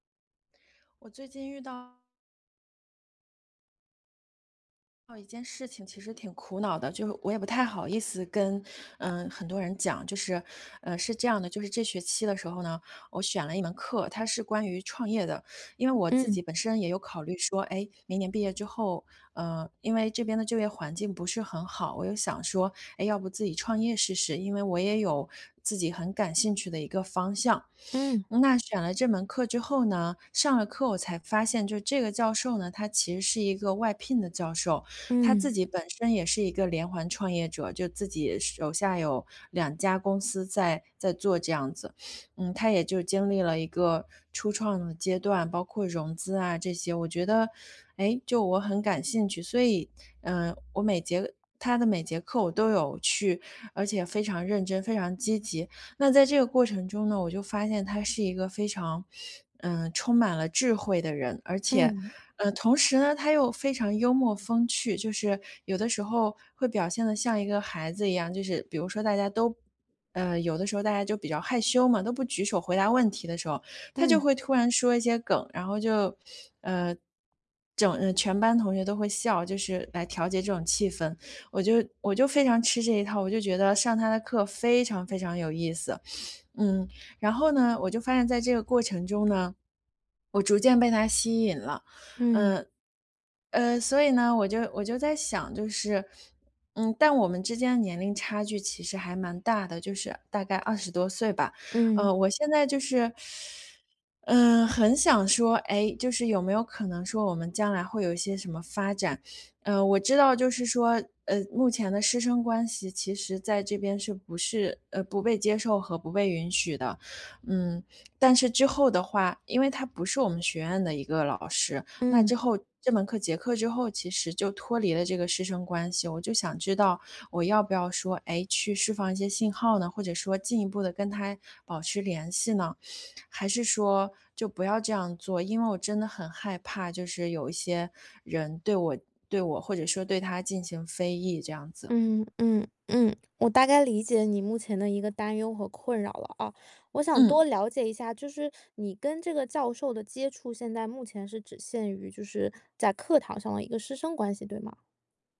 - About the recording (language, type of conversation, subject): Chinese, advice, 我很害怕別人怎麼看我，該怎麼面對這種恐懼？
- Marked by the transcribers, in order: tapping; sniff; teeth sucking